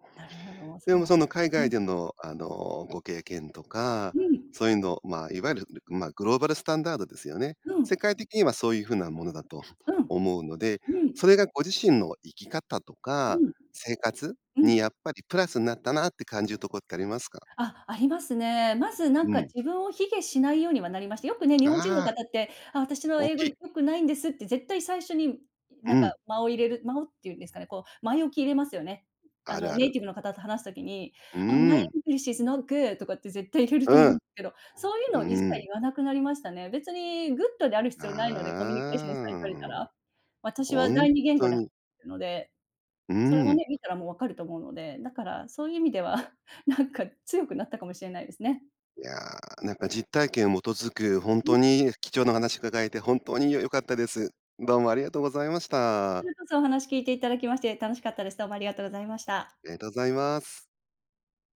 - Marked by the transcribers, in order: other background noise; in English: "My English is not good"; chuckle
- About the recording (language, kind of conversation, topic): Japanese, podcast, 失敗を許す環境づくりはどうすればいいですか？